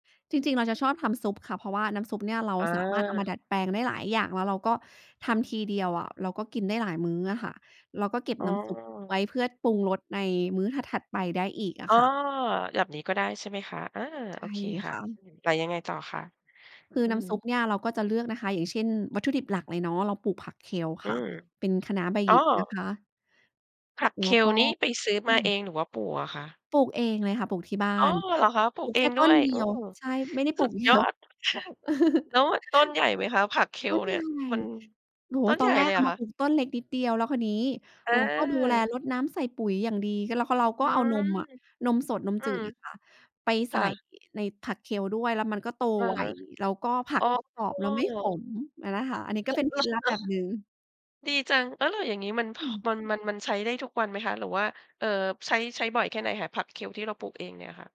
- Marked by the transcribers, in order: laughing while speaking: "ค่ะ"; laughing while speaking: "เยอะ"; chuckle; drawn out: "อ๋อ"
- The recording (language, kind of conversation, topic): Thai, podcast, เคล็ดลับอะไรที่คุณใช้แล้วช่วยให้อาหารอร่อยขึ้น?